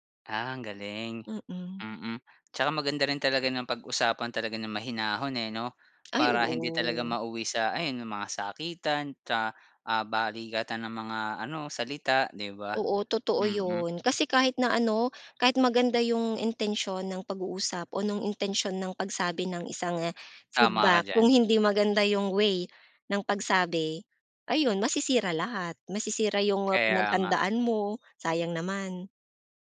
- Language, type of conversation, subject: Filipino, podcast, Paano ka nagbibigay ng puna nang hindi nasasaktan ang loob ng kausap?
- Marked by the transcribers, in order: tapping